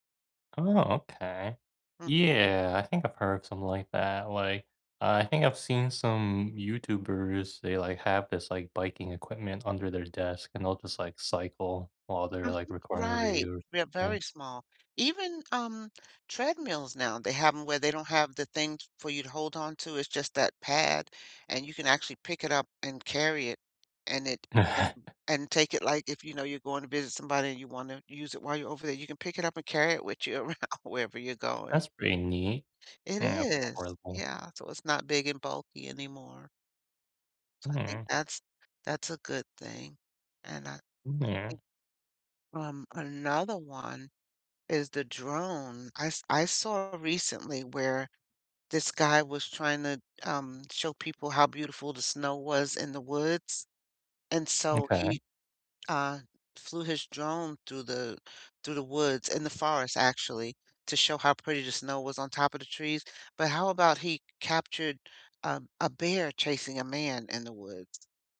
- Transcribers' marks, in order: other background noise; chuckle; laughing while speaking: "around"; unintelligible speech
- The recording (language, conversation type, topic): English, unstructured, Can technology help education more than it hurts it?
- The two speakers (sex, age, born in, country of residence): female, 60-64, United States, United States; male, 25-29, United States, United States